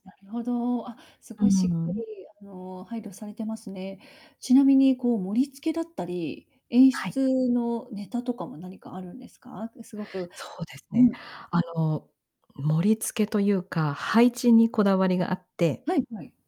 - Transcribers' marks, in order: distorted speech
- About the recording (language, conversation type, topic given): Japanese, podcast, 友達にふるまうときの得意料理は何ですか？